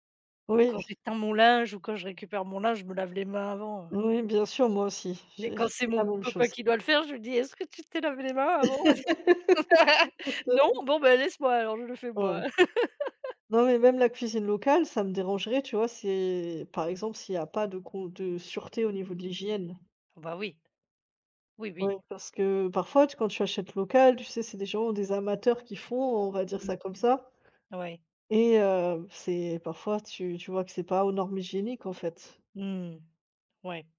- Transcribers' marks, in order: laugh; unintelligible speech; laughing while speaking: "Parc"; laugh; laugh
- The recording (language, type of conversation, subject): French, unstructured, Quels sont les bienfaits d’une alimentation locale pour notre santé et notre environnement ?
- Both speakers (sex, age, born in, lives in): female, 30-34, France, Germany; female, 35-39, France, France